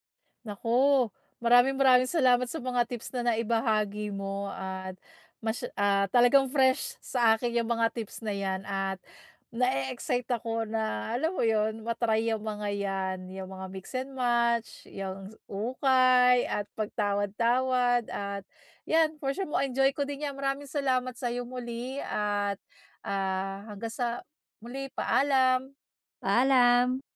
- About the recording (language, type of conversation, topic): Filipino, advice, Paano ako makakapamili ng damit na may estilo nang hindi lumalampas sa badyet?
- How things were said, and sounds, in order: none